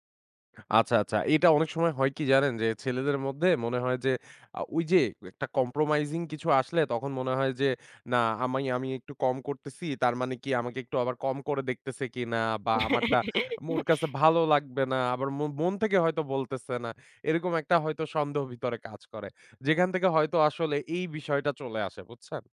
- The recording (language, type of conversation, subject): Bengali, podcast, কাজ শেষে ঘরে ফিরে শান্ত হতে আপনি কী করেন?
- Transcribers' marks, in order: in English: "Compromising"; giggle